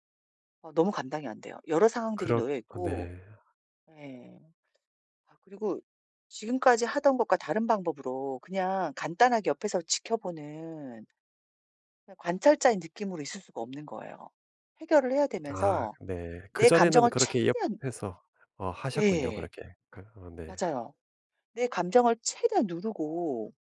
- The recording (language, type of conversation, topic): Korean, advice, 생각을 분리해 관찰하면 감정 반응을 줄일 수 있을까요?
- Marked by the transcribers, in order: tapping; other background noise